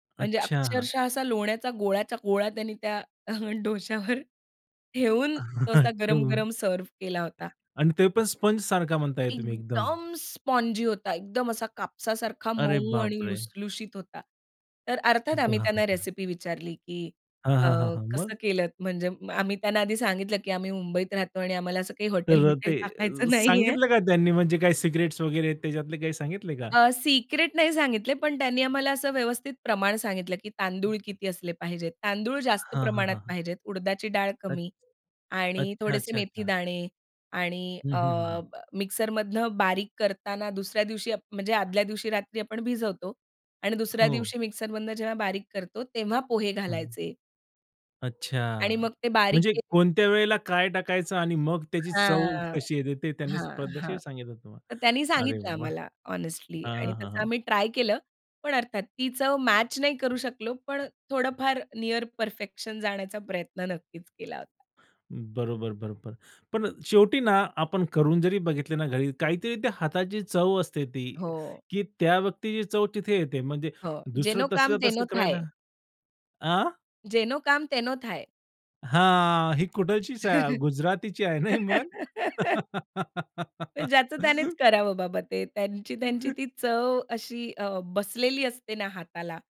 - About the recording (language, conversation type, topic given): Marathi, podcast, एखाद्या खास चवीमुळे तुम्हाला घरची आठवण कधी येते?
- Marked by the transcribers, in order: other background noise; laughing while speaking: "अ, डोशावर"; chuckle; tapping; in English: "सर्व्ह"; stressed: "एकदम"; laughing while speaking: "हॉटेल-बिटेल टाकायचं नाहीये"; in Gujarati: "जेनो काम तेनो थाय"; in Gujarati: "जेनो काम तेनो थाय"; laugh; laugh; unintelligible speech